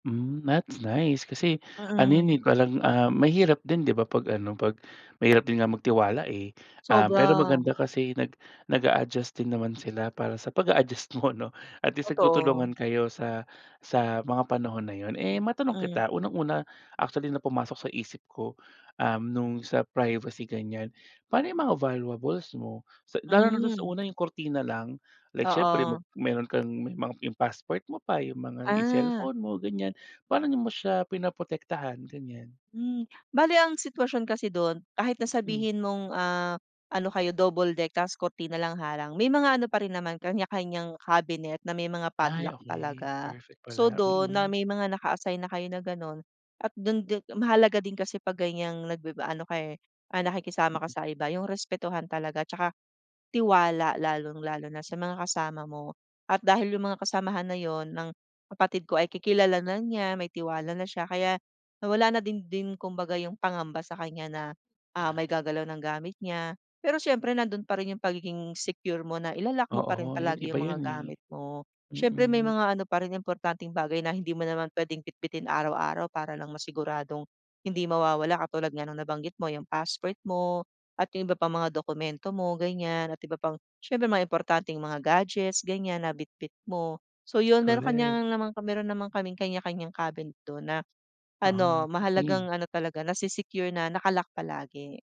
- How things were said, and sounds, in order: other background noise
- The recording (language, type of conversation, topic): Filipino, podcast, Paano mo pinoprotektahan ang iyong pribasiya kapag nakatira ka sa bahay na may kasamang iba?